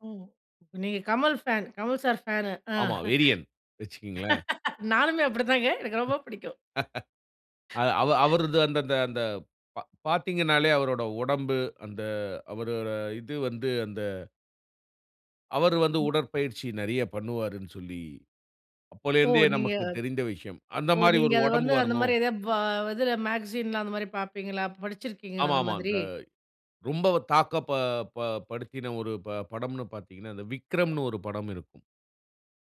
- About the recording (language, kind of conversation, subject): Tamil, podcast, உங்கள் உடற்பயிற்சி பழக்கத்தை எப்படி உருவாக்கினீர்கள்?
- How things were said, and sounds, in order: laughing while speaking: "ஆ நானுமே அப்பிடித்தாங்க எனக்கு ரொம்ப பிடிக்கும்"; other background noise; chuckle; anticipating: "அந்தமாரி ஒரு ஒடம்பு வரணும்"; in English: "மேக்ஸின்லாம்"; tapping; unintelligible speech